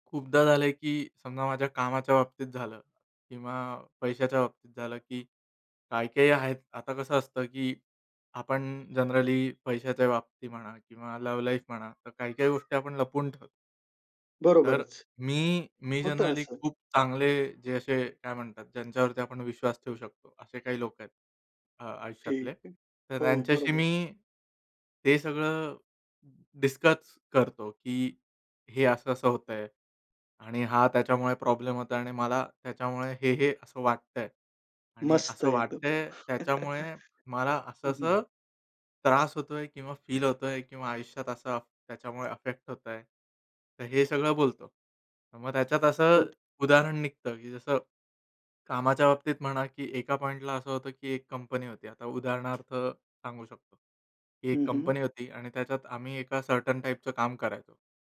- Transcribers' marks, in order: horn; in English: "जनरली"; in English: "लव्ह लाईफ"; alarm; in English: "जनरली"; chuckle; in English: "अफेक्ट"; tapping; in English: "सर्टन टाइपचं"
- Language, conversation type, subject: Marathi, podcast, तू भावना व्यक्त करायला कसं शिकलास?